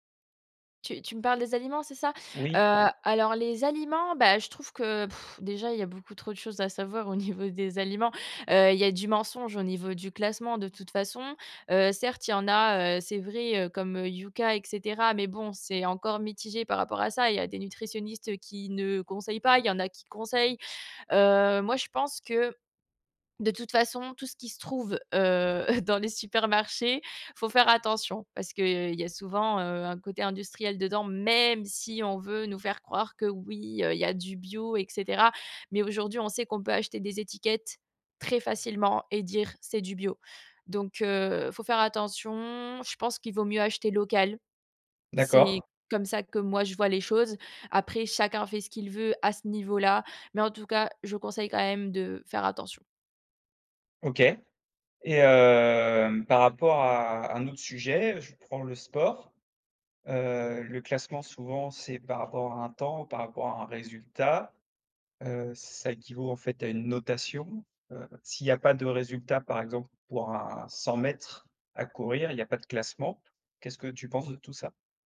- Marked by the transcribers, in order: other background noise; blowing; stressed: "même"; drawn out: "attention"; drawn out: "hem"; drawn out: "à"
- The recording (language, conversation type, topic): French, podcast, Que penses-tu des notes et des classements ?